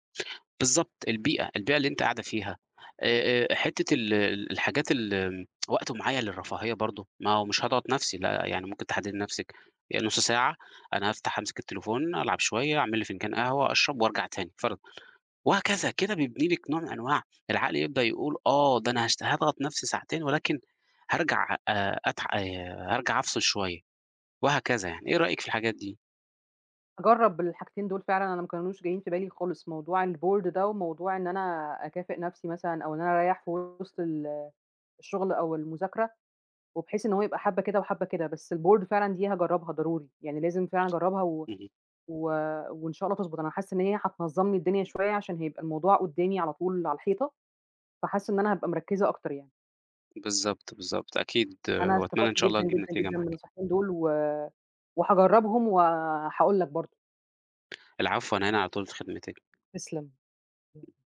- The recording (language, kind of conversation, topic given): Arabic, advice, ليه بفضل أأجل مهام مهمة رغم إني ناوي أخلصها؟
- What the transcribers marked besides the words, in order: in English: "الboard"; in English: "الboard"; tapping; other background noise